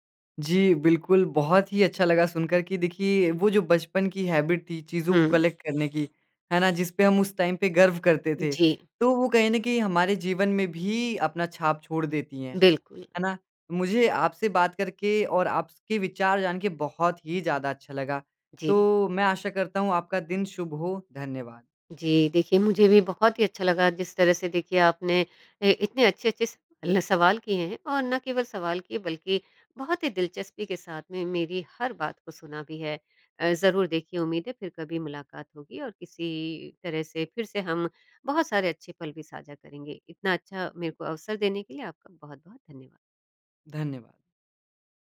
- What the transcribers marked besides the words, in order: in English: "हैबिट"; in English: "कलेक्ट"; in English: "टाइम"
- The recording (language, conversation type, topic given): Hindi, podcast, बचपन में आपको किस तरह के संग्रह पर सबसे ज़्यादा गर्व होता था?